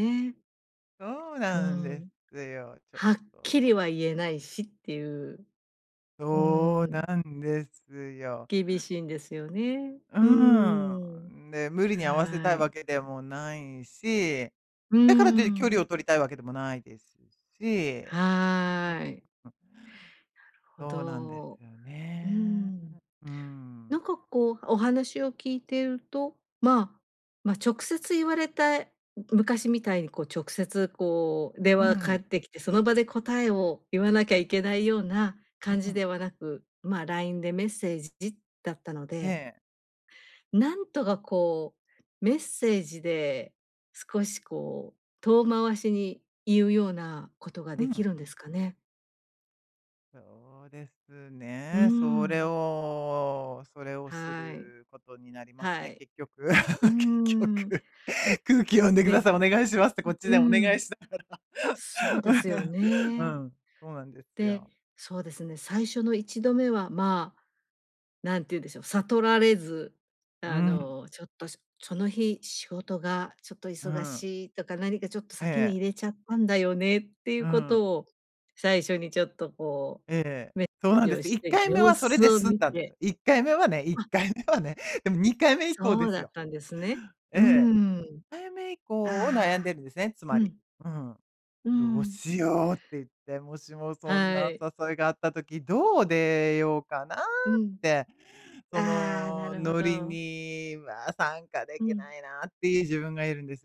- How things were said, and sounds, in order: laugh; laughing while speaking: "結局。空気読んでくださ … しながら。 うん"; laugh; laughing while speaking: "いっかいめ はね"
- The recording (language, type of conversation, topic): Japanese, advice, グループのノリに馴染めないときはどうすればいいですか？